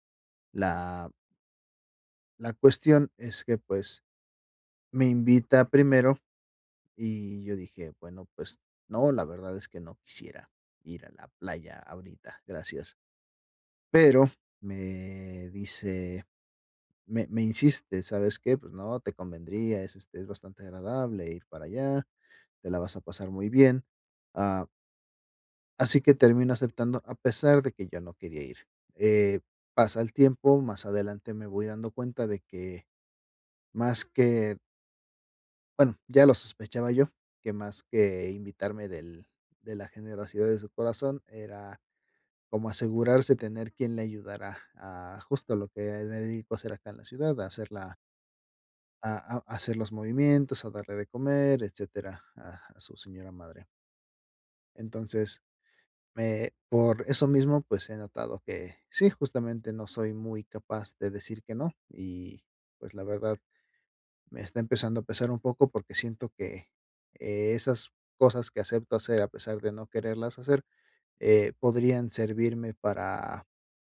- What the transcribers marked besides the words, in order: none
- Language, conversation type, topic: Spanish, advice, ¿Cómo puedo aprender a decir no y evitar distracciones?